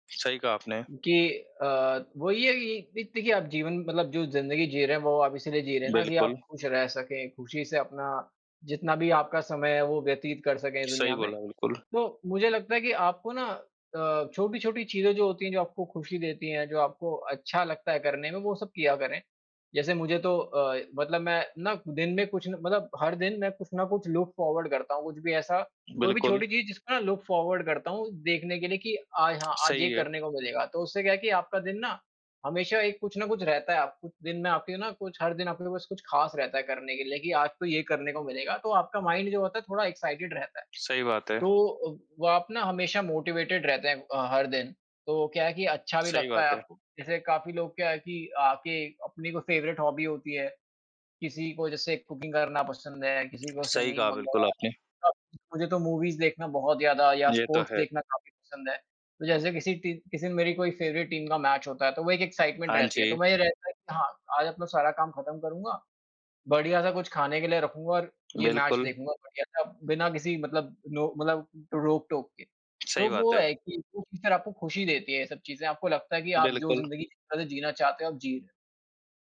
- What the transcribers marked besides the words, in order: tapping; in English: "लुक फॉरवर्ड"; in English: "लुक फॉरवर्ड"; in English: "माइंड"; in English: "एक्साइटेड"; in English: "मोटिवेटेड"; in English: "फेवरेट हॉबी"; in English: "कुकिंग"; in English: "सिंगिंग"; in English: "मूवीज़"; in English: "स्पोर्ट्स"; in English: "फ़ेवरेट टीम"; in English: "एक्साइटमेंट"; unintelligible speech
- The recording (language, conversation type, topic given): Hindi, unstructured, तनाव कम करने के लिए आप कौन-सी आदतें अपनाते हैं?